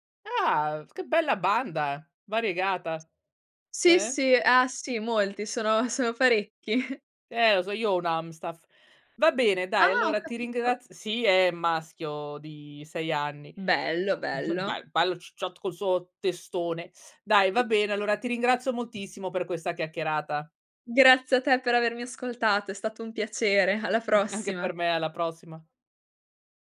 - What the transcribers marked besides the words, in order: chuckle; unintelligible speech; other noise; chuckle
- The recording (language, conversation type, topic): Italian, podcast, Come trovi l’equilibrio tra lavoro e hobby creativi?